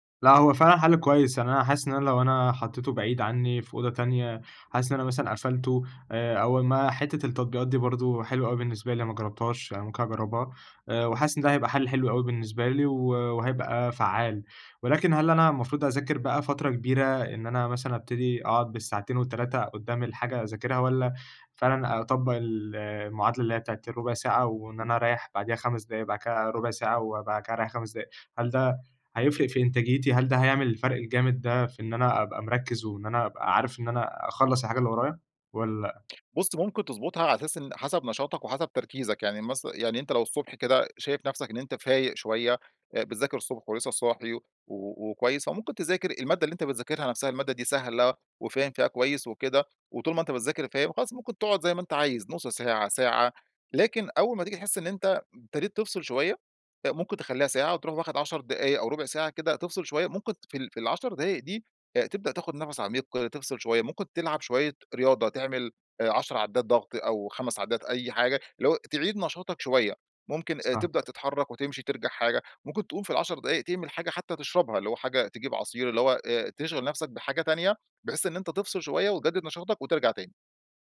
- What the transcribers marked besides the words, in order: none
- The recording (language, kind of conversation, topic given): Arabic, advice, إزاي أتعامل مع التشتت وقلة التركيز وأنا بشتغل أو بذاكر؟